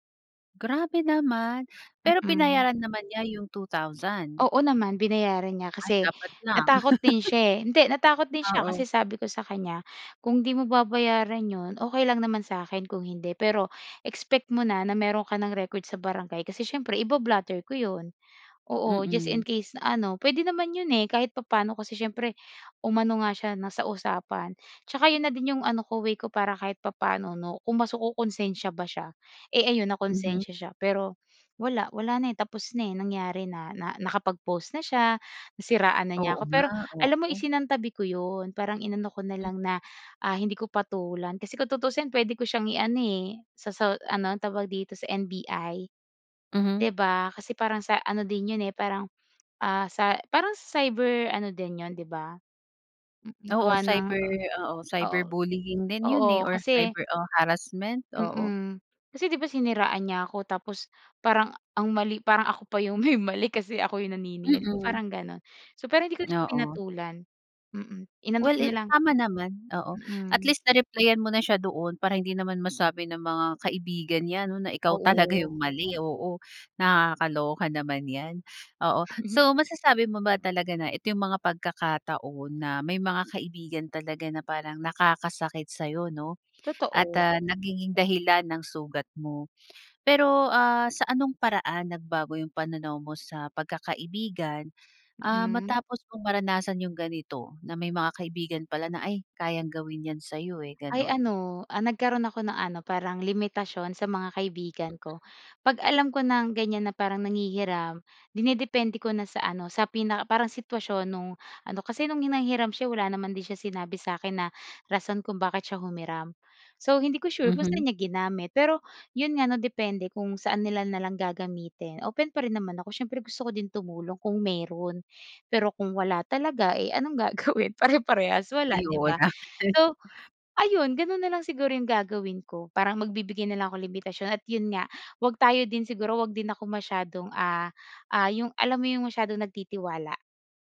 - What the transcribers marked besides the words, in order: other background noise; laugh; laughing while speaking: "may mali"; tapping; chuckle; laughing while speaking: "gagawin"; laugh
- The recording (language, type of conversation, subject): Filipino, podcast, Ano ang papel ng mga kaibigan sa paghilom mo?